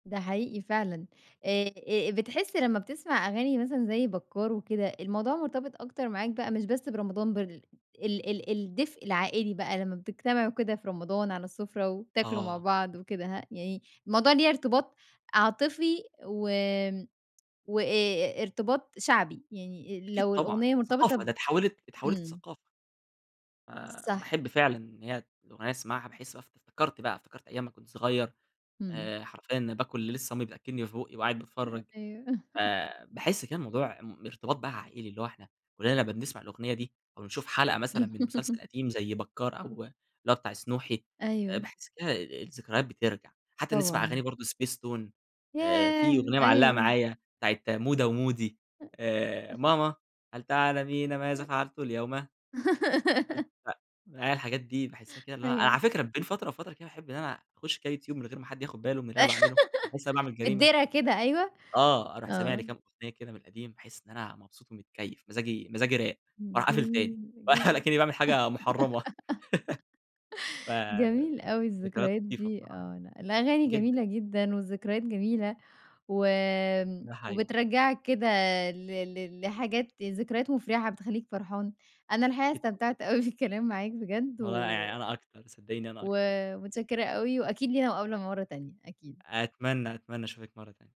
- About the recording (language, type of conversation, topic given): Arabic, podcast, إيه اللحن أو الأغنية اللي مش قادرة تطلعيها من دماغك؟
- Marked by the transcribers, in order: laugh; laugh; other background noise; singing: "ماما هل تعلمين ماذا فعلت اليوم؟ هل ت"; unintelligible speech; laugh; giggle; laugh; laughing while speaking: "ولا"; chuckle; laughing while speaking: "أوي"